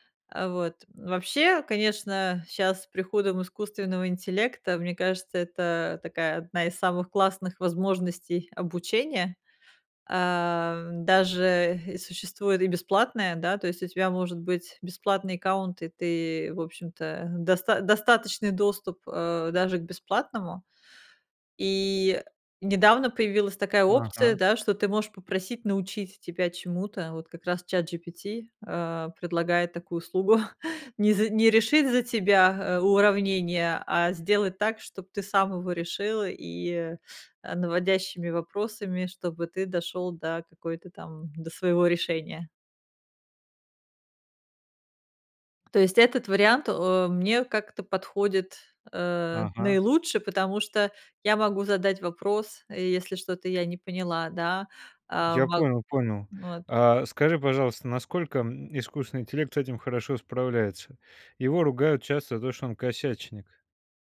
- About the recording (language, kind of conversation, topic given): Russian, podcast, Где искать бесплатные возможности для обучения?
- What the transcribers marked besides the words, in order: chuckle; tapping